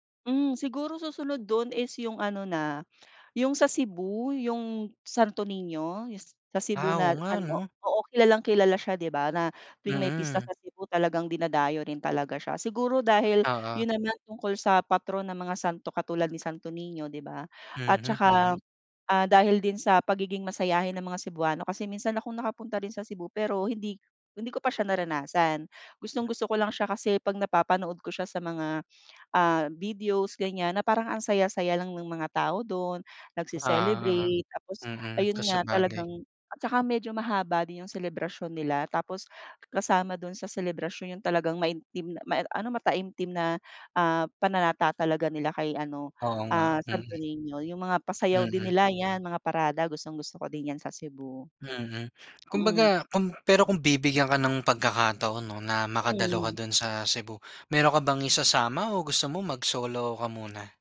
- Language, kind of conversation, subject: Filipino, podcast, Ano ang paborito mong lokal na pista, at bakit?
- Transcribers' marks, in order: other background noise